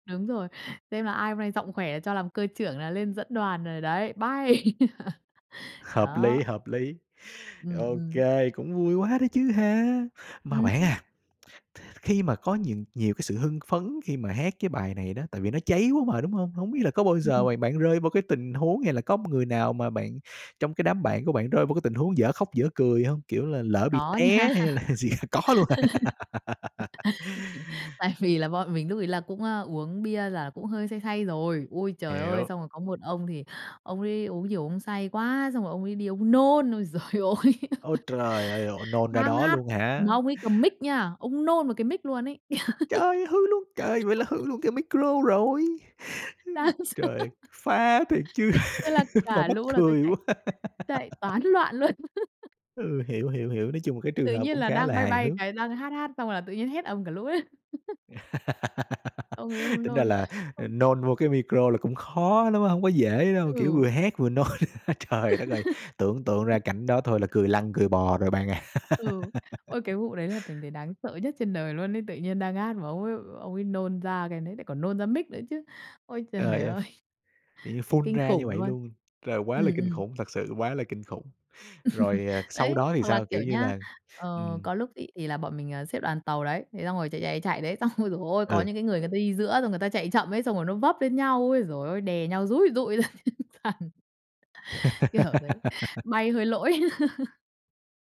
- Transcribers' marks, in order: laugh; other background noise; laughing while speaking: "nha. Tại vì là"; laugh; tapping; laughing while speaking: "là gì có luôn à?"; giggle; laughing while speaking: "Ôi giời ôi!"; laugh; put-on voice: "Trời, hư luôn! Trời, vậy là hư luôn cái micro rồi!"; giggle; laughing while speaking: "Đáng sợ!"; other noise; giggle; laughing while speaking: "mắc cười quá!"; laughing while speaking: "toán loạn luôn"; giggle; laugh; laugh; giggle; laughing while speaking: "nôn, trời đất ơi!"; laugh; giggle; laugh; laughing while speaking: "xong"; giggle; laughing while speaking: "ra trên sàn, kiểu thế"; laugh
- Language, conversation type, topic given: Vietnamese, podcast, Hát karaoke bài gì khiến bạn cháy hết mình nhất?